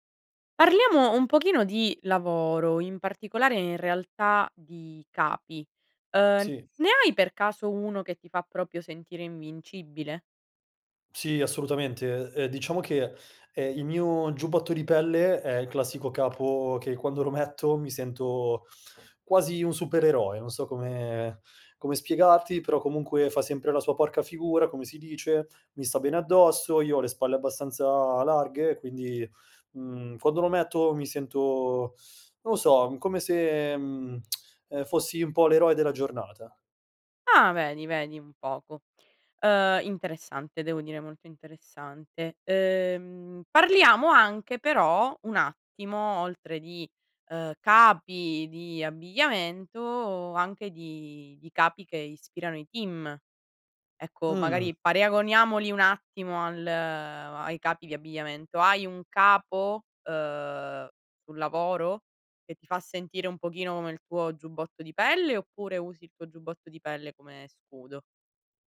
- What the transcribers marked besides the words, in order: other background noise; tapping; tongue click; drawn out: "Mh"
- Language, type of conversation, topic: Italian, podcast, Hai un capo che ti fa sentire invincibile?